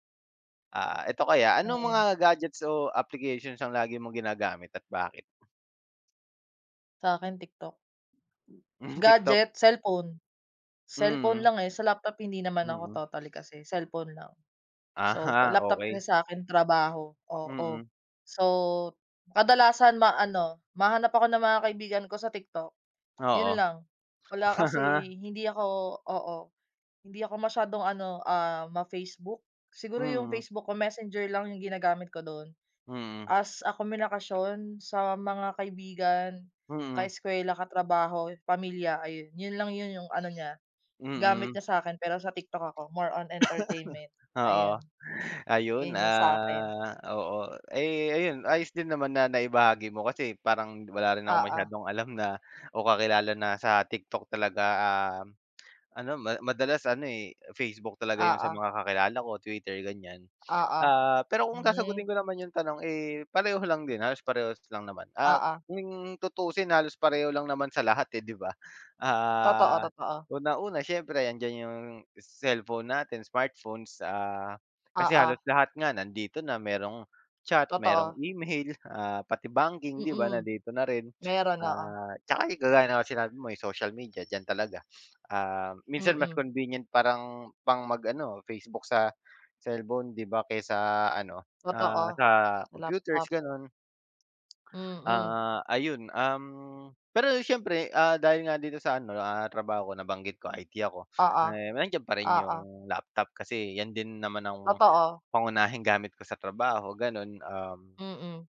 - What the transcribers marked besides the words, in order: chuckle; in English: "more on entertainment"; tongue click; in English: "convenient"; tapping
- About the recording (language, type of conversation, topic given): Filipino, unstructured, Paano mo ginagamit ang teknolohiya sa pang-araw-araw?